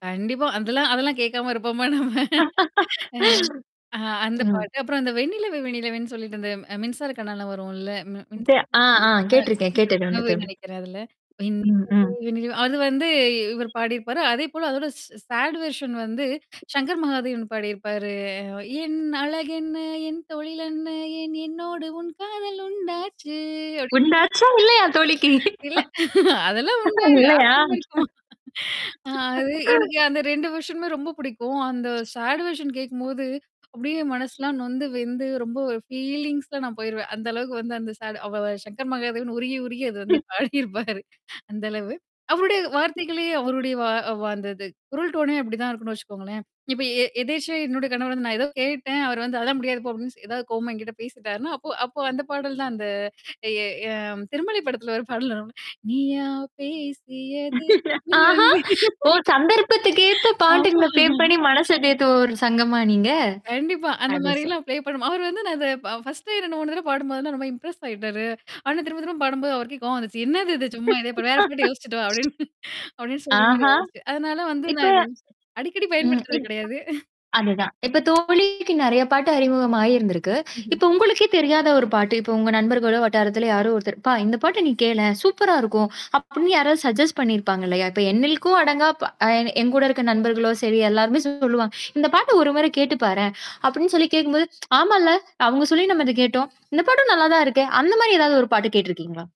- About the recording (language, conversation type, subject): Tamil, podcast, இப்போது உங்களுக்கு மிகவும் பிடித்த பாடல் எது?
- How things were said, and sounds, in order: laugh; laughing while speaking: "நம்ம"; tapping; distorted speech; "தோழி" said as "தோண்டி"; singing: "வெண்ணிலவே வென்னிநிலவே"; mechanical hum; in English: "சாட் வெர்ஷன்"; singing: "என் அழகென்ன? என் தொழில் என்ன? ஏன் என்னோடு உன் காதல் உண்டாச்சு?"; other noise; laughing while speaking: "அதெல்லாம் ஆர்வம் இருக்குமா"; unintelligible speech; in English: "வெர்ஷனுமே"; laughing while speaking: "தோழிக்கு இல்லயா!"; unintelligible speech; in English: "சாடுவெர்ஷன்"; other background noise; in English: "ஃபீலிங்ஸ்ல"; in English: "சாடு"; singing: "பாடியிருப்பாரு"; in English: "டோனே"; background speech; laugh; singing: "நீயா பேசியது. என் அன்பே ஆமா"; laughing while speaking: "என் அன்பே ஆமா"; in English: "ஃபிளே"; in English: "ப்ளே"; in English: "இம்ப்ரெஸ்"; laugh; laughing while speaking: "அப்பிடின்னு"; chuckle; in English: "சஜ்ஜஸ்ட்"; tsk